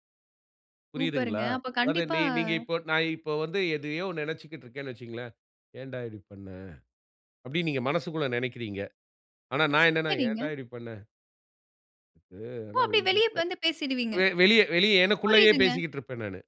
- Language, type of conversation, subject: Tamil, podcast, கவலைப்படும் போது நீங்கள் என்ன செய்வீர்கள்?
- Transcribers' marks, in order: unintelligible speech